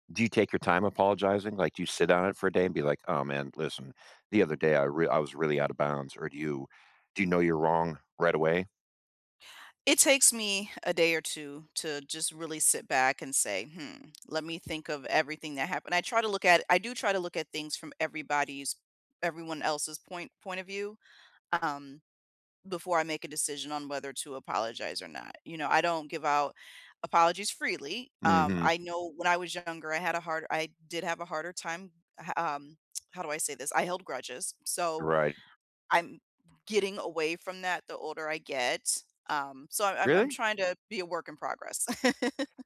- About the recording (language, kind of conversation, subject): English, unstructured, How do you deal with someone who refuses to apologize?
- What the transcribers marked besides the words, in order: laugh